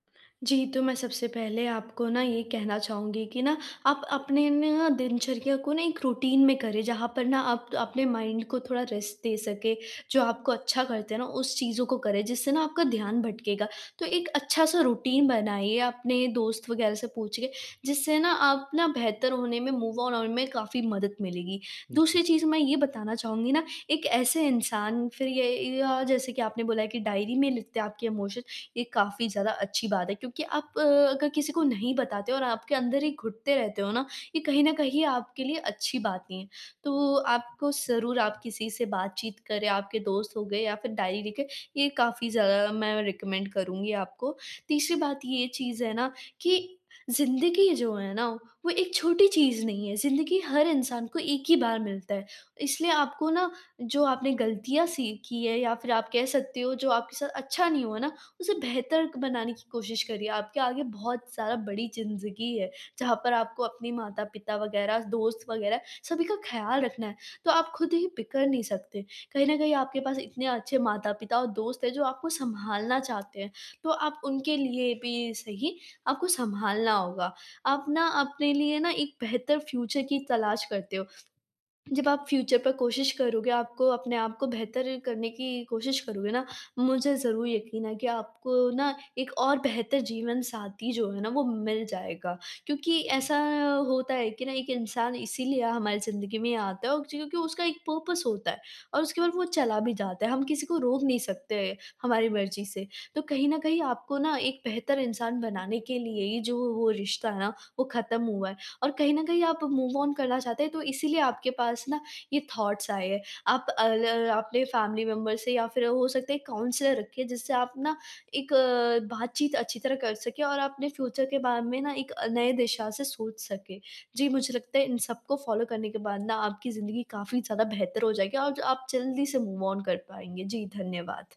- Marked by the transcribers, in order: in English: "रूटीन"; in English: "माइंड"; in English: "रेस्ट"; in English: "रूटीन"; in English: "मूव ऑन"; in English: "इमोशन"; in English: "रिकमेंड"; in English: "फ्यूचर"; in English: "फ्यूचर"; in English: "पर्पस"; in English: "मूव ऑन"; in English: "थॉट्स"; in English: "फैमिली मेंबर"; in English: "काउंसलर"; in English: "फ्यूचर"; in English: "फॉलो"; in English: "मूव ऑन"
- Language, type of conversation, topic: Hindi, advice, टूटे रिश्ते को स्वीकार कर आगे कैसे बढ़ूँ?
- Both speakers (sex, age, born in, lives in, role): female, 18-19, India, India, advisor; male, 20-24, India, India, user